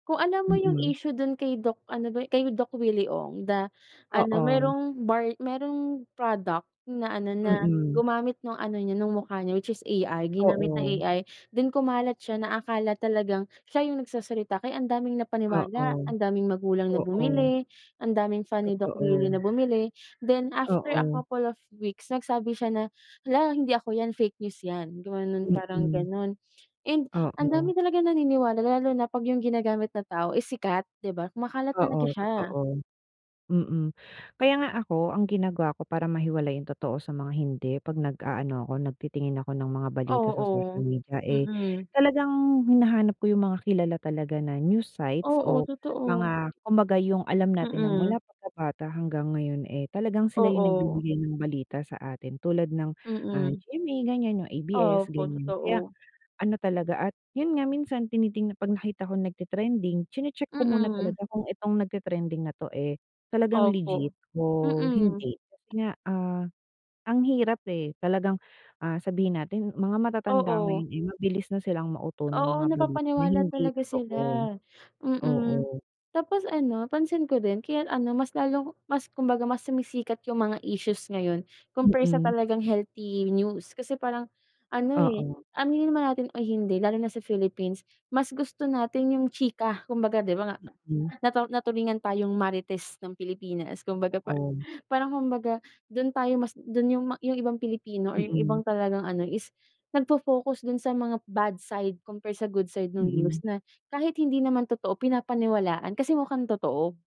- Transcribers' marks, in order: other background noise; other animal sound
- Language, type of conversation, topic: Filipino, unstructured, Ano ang opinyon mo sa paggamit ng midyang panlipunan sa pagkalat ng pekeng balita?